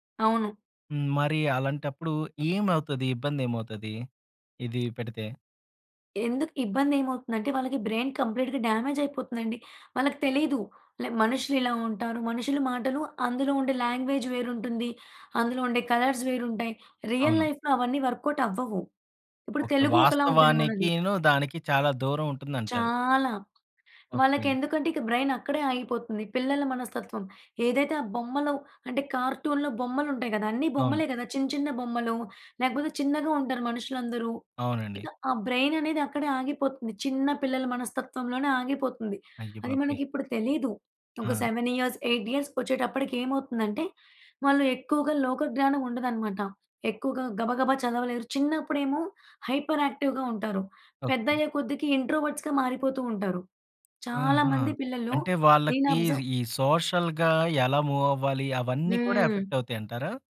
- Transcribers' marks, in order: tapping; in English: "బ్రైన్ కంప్లీట్‌గా డామేజ్"; in English: "లాంగ్వేజ్"; in English: "కలర్స్"; in English: "రియల్ లైఫ్‌లో"; in English: "వర్క్ ఔట్"; other background noise; in English: "బ్రైన్"; in English: "కార్టూన్‌లో"; in English: "బ్రైన్"; in English: "సెవెన్ ఇయర్స్, ఎయిట్"; in English: "హైపర్ యాక్టివ్‌గా"; in English: "ఇంట్రోవర్ట్స్‌గా"; in English: "సోషల్‌గా"; in English: "అబ్జర్వ్"; in English: "మూవ్"; in English: "ఎఫెక్ట్"
- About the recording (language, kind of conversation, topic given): Telugu, podcast, పిల్లల స్క్రీన్ వినియోగాన్ని ఇంట్లో ఎలా నియంత్రించాలనే విషయంలో మీరు ఏ సలహాలు ఇస్తారు?